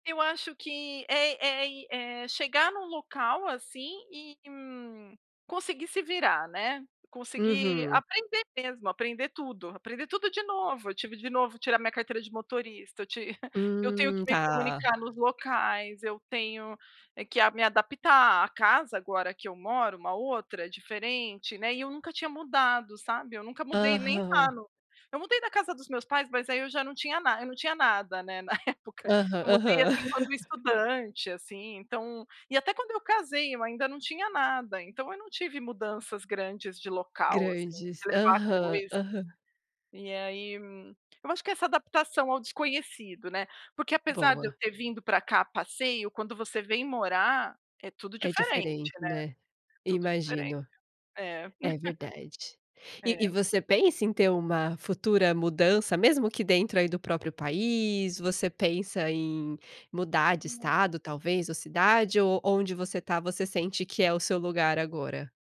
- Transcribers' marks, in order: chuckle; laughing while speaking: "época"; laugh; chuckle; unintelligible speech
- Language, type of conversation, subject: Portuguese, podcast, Como você lida com mudanças grandes na vida?